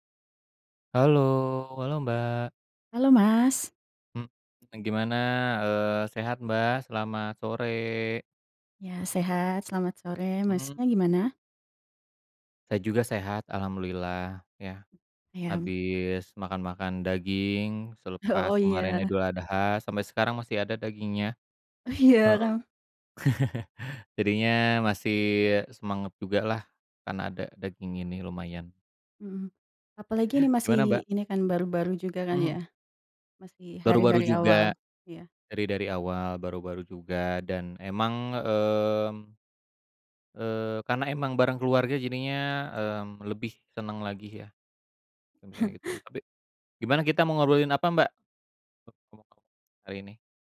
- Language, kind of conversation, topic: Indonesian, unstructured, Bagaimana menurutmu media sosial memengaruhi berita saat ini?
- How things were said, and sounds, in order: other background noise; tapping; chuckle; laughing while speaking: "Iya, kan"; chuckle; chuckle; unintelligible speech